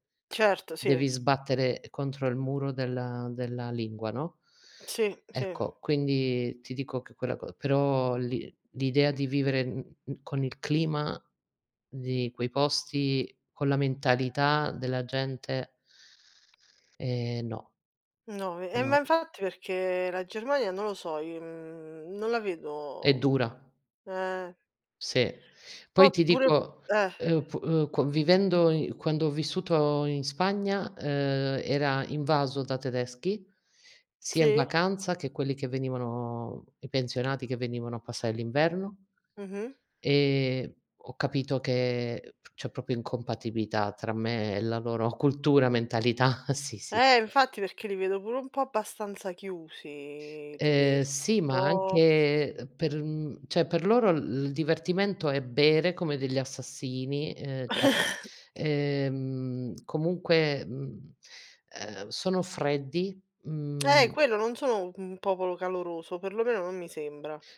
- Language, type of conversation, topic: Italian, unstructured, Hai mai rinunciato a un sogno? Perché?
- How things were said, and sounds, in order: other background noise; tapping; "pure" said as "bure"; "proprio" said as "popio"; chuckle; "cioè" said as "ceh"; cough; unintelligible speech